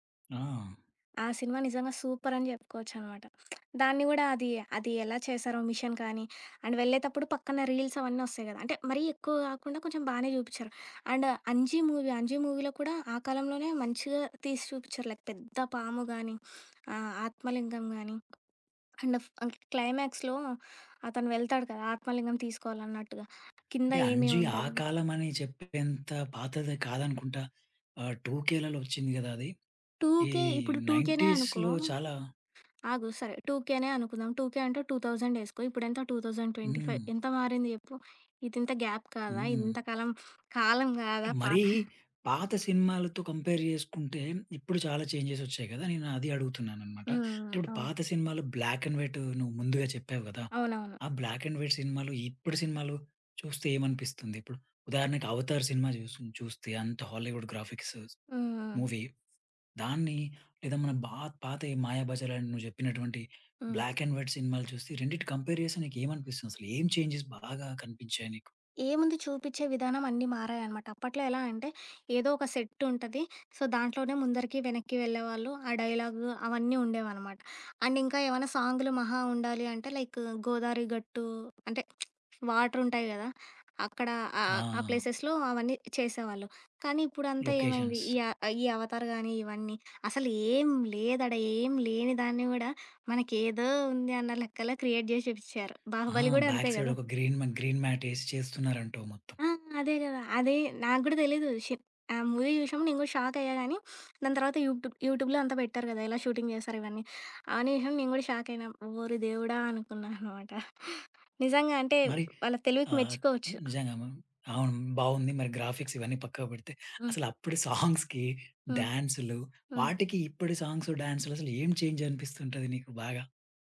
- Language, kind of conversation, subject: Telugu, podcast, సినిమా రుచులు కాలంతో ఎలా మారాయి?
- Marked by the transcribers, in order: other background noise; in English: "మిషన్"; in English: "అండ్"; in English: "రీల్స్"; in English: "అండ్"; in English: "మూవీ"; in English: "మూవీలో"; in English: "లైక్"; in English: "అండ్"; in English: "క్లైమాక్స్‌లో"; in English: "టూ కేలో"; in English: "టూ కే"; in English: "నైన్టీస్‌లో"; in English: "గ్యాప్"; in English: "కంపేర్"; in English: "చేంజెస్"; in English: "బ్లాక్ అండ్ వైట్"; in English: "బ్లాక్ అండ్ వైట్"; in English: "హాలీవుడ్ గ్రాఫిక్స్ మూవీ"; in English: "బ్లాక్ అండ్ వైట్"; in English: "కంపేర్"; in English: "చేంజెస్"; in English: "సో"; in English: "అండ్"; in English: "ప్లేసెస్‌లో"; in English: "లొకేషన్స్"; in English: "క్రియేట్"; in English: "బ్యాక్ సైడ్"; in English: "గ్రీన్"; in English: "గ్రీన్"; in English: "షేప్"; in English: "మూవీ"; in English: "షాక్"; in English: "యూట్యూబ్ యూట్యూబ్‌లో"; in English: "షూటింగ్"; laughing while speaking: "అనుకున్నా అనమాట"; in English: "గ్రాఫిక్స్"; laughing while speaking: "సాంగ్స్‌కి"; in English: "సాంగ్స్‌కి"; in English: "సాంగ్స్"; in English: "చేంజ్"